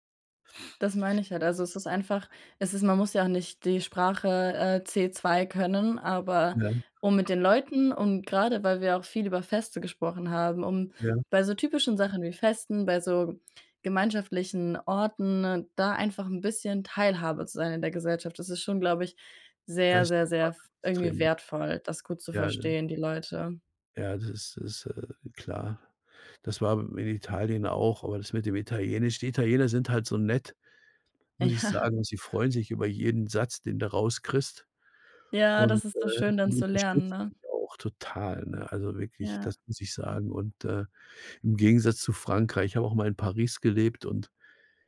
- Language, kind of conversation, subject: German, unstructured, Warum feiern Menschen auf der ganzen Welt unterschiedliche Feste?
- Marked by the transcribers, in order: tapping; laughing while speaking: "Ja"